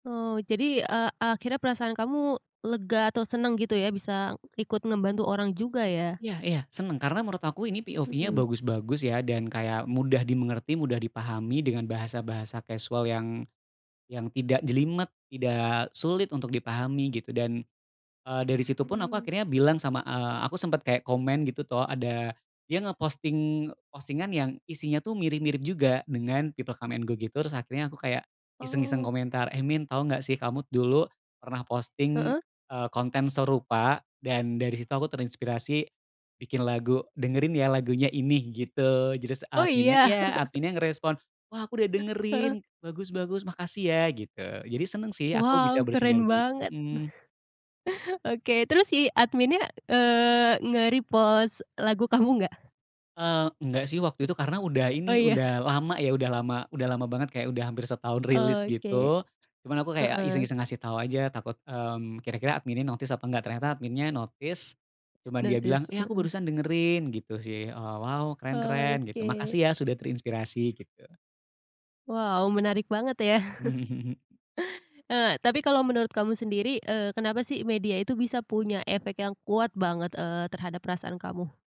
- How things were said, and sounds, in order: tapping; in English: "POV-nya"; in English: "people come and go"; chuckle; other noise; "bersinergi" said as "bersinerji"; laughing while speaking: "Oke"; in English: "nge-repost"; laughing while speaking: "kamu nggak?"; other background noise; in English: "notice"; in English: "notice"; in English: "Notice"; chuckle
- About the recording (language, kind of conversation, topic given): Indonesian, podcast, Ceritakan momen ketika sebuah media membuatmu terinspirasi?